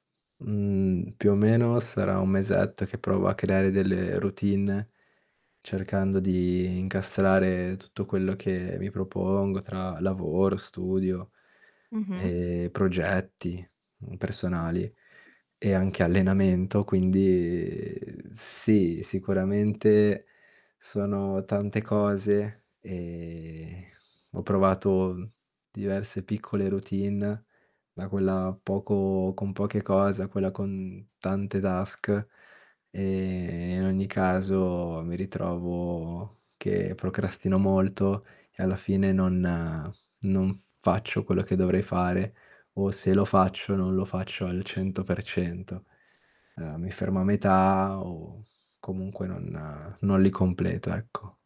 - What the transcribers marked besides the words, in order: static; other noise; drawn out: "quindi"; in English: "dask"; "task" said as "dask"
- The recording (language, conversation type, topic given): Italian, advice, Quali difficoltà incontri nel creare e mantenere una routine giornaliera efficace?